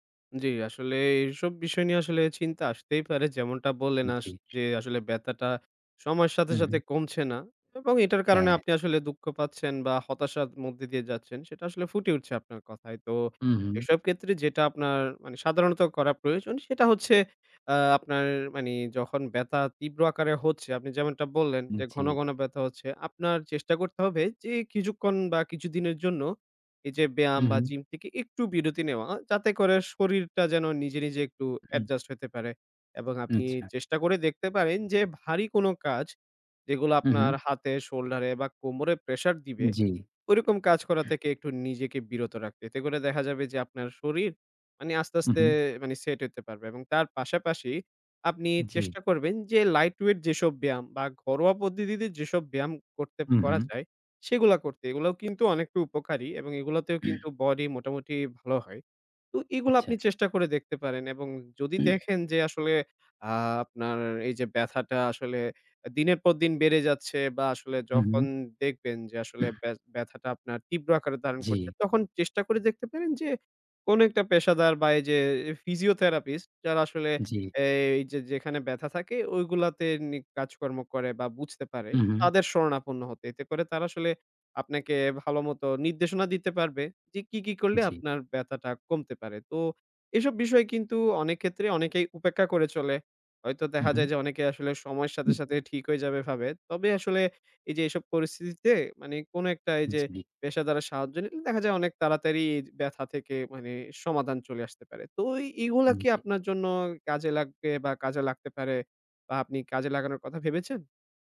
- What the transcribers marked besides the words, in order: tapping; other background noise; "ব্যথাটা" said as "ব্যতাটা"; "মধ্য" said as "মদ্দে"; "ক্ষেত্রে" said as "কেত্রে"; "ব্যথা" said as "ব্যাতা"; throat clearing; throat clearing; throat clearing; "দেখা" said as "দ্যাহা"; horn
- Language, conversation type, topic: Bengali, advice, ভুল ভঙ্গিতে ব্যায়াম করার ফলে পিঠ বা জয়েন্টে ব্যথা হলে কী করবেন?